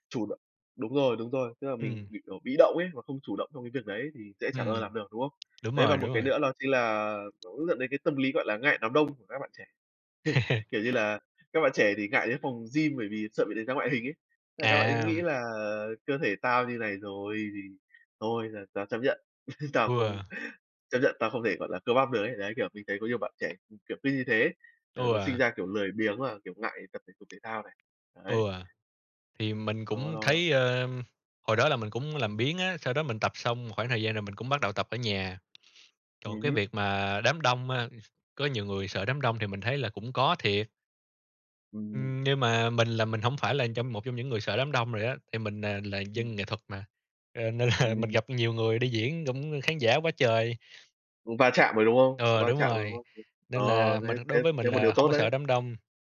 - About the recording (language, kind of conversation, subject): Vietnamese, unstructured, Bạn nghĩ sao về việc ngày càng nhiều người trẻ bỏ thói quen tập thể dục hằng ngày?
- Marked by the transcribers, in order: tapping; chuckle; chuckle; other background noise; laughing while speaking: "là"